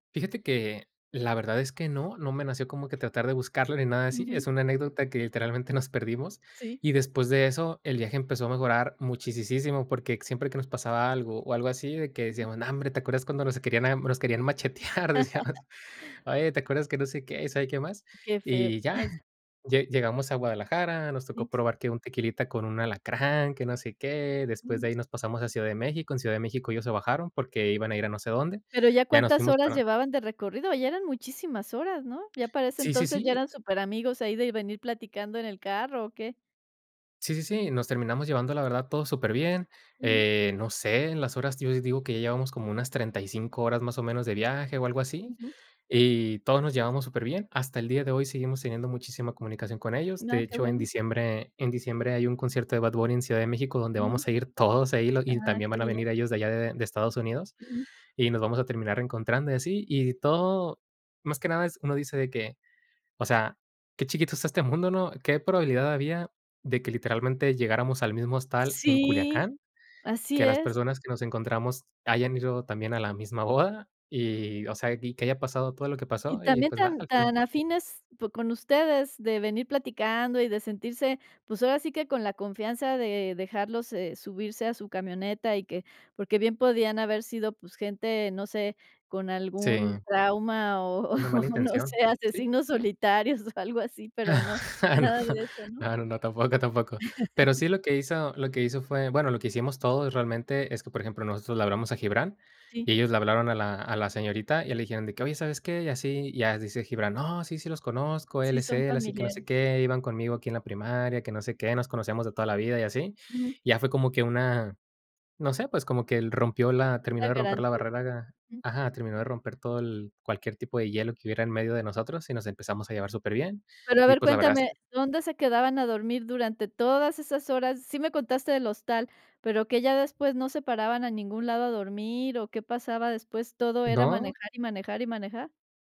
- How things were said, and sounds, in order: laughing while speaking: "nos"; laughing while speaking: "machetear?Decíamos"; laugh; chuckle; other background noise; tapping; laughing while speaking: "o o, no sé"; chuckle; laugh
- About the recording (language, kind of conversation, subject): Spanish, podcast, ¿Tienes alguna anécdota en la que perderte haya mejorado tu viaje?